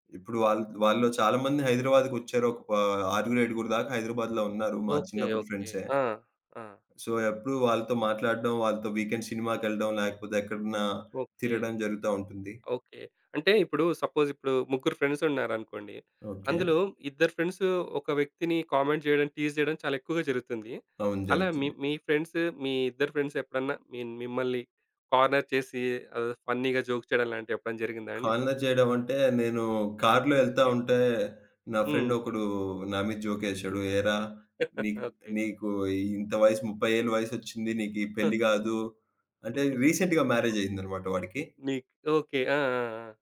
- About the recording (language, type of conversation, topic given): Telugu, podcast, సరదాగా చెప్పిన హాస్యం ఎందుకు తప్పుగా అర్థమై ఎవరికైనా అవమానంగా అనిపించేస్తుంది?
- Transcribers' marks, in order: in English: "సో"; in English: "వీకెండ్"; in English: "సపోజ్"; in English: "ఫ్రెండ్స్"; tapping; in English: "ఫ్రెండ్స్"; in English: "కామెంట్"; in English: "టీజ్"; in English: "ఫ్రెండ్స్"; in English: "ఫ్రెండ్స్"; in English: "కార్నర్"; in English: "ఫన్నీగా జోక్"; in English: "కార్నర్"; in English: "ఫ్రెండ్"; in English: "జోక్"; chuckle; in English: "రీసెంట్‌గా మ్యారేజ్"; chuckle